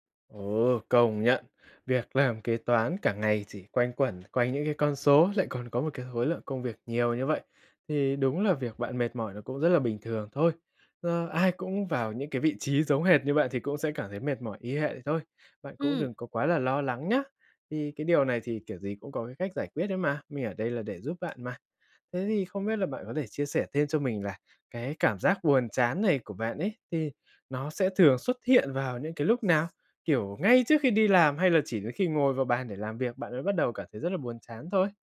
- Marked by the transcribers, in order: other background noise; tapping
- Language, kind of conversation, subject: Vietnamese, advice, Làm sao để chấp nhận cảm giác buồn chán trước khi bắt đầu làm việc?